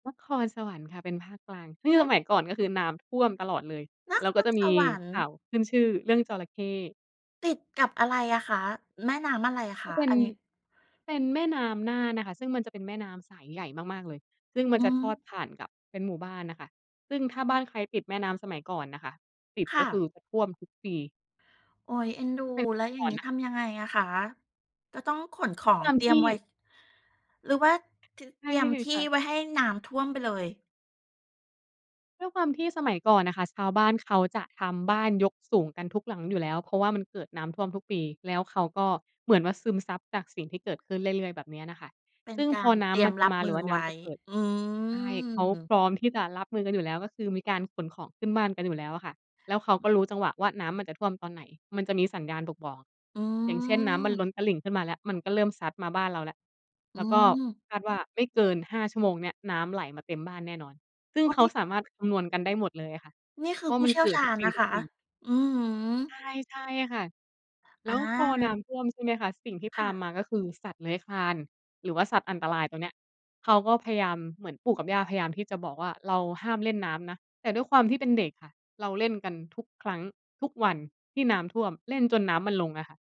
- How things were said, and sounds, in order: laughing while speaking: "ใช่"
- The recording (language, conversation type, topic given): Thai, podcast, คุณมีเรื่องซนสมัยเด็กที่อยากเล่าให้ฟังไหม?